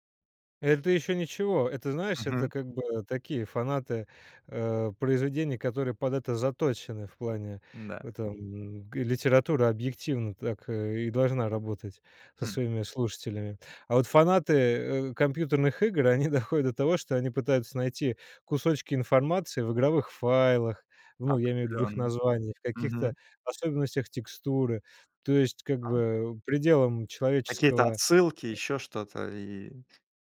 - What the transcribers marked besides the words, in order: other background noise
- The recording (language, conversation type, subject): Russian, podcast, Какая книга помогает тебе убежать от повседневности?